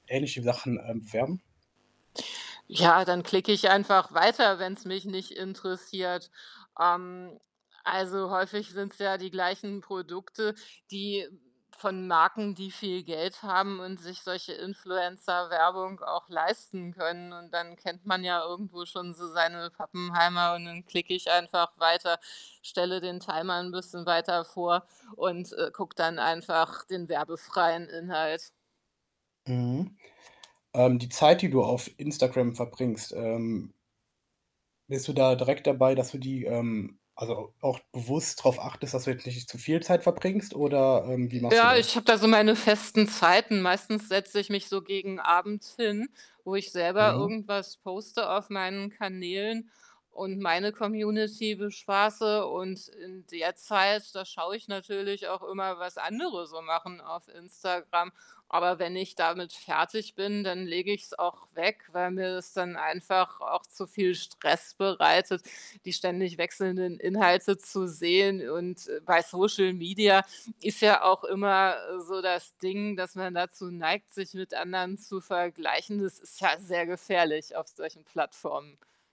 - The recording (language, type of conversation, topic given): German, podcast, Wie beeinflussen Influencer deinen Medienkonsum?
- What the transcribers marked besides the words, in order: static; mechanical hum; in English: "Timer"; tapping; distorted speech